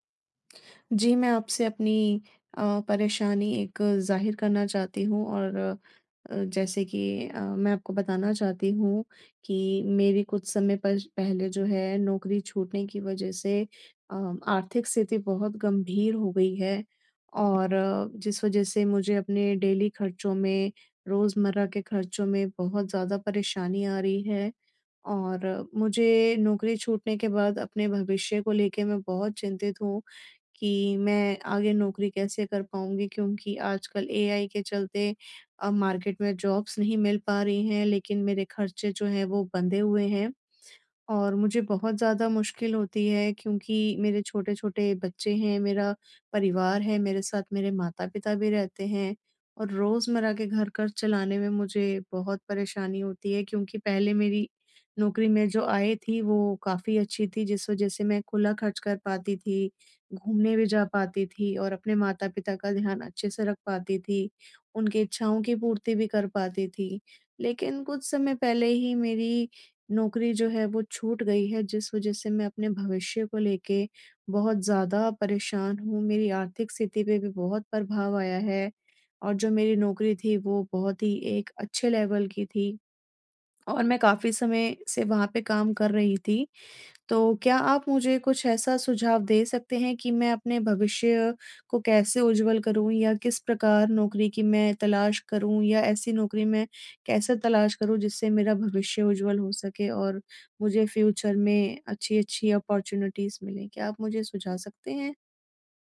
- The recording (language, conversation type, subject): Hindi, advice, नौकरी छूटने के बाद भविष्य की अनिश्चितता के बारे में आप क्या महसूस कर रहे हैं?
- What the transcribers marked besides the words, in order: in English: "डेली"; in English: "मार्केट"; in English: "जॉब्स"; in English: "लेवल"; tapping; in English: "फ्यूचर"; in English: "अपॉर्च्युनिटीज़"